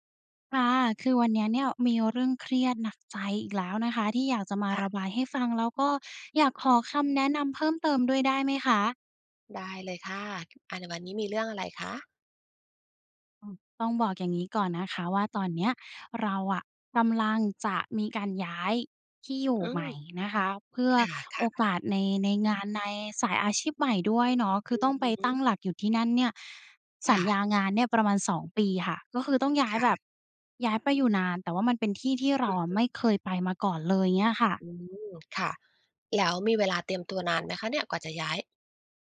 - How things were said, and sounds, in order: none
- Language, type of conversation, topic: Thai, advice, คุณเครียดเรื่องค่าใช้จ่ายในการย้ายบ้านและตั้งหลักอย่างไรบ้าง?